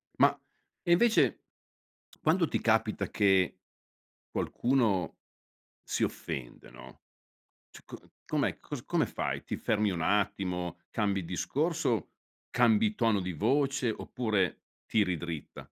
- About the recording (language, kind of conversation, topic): Italian, podcast, Come si può dare un feedback senza offendere?
- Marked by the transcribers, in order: "cioè" said as "ceh"; tapping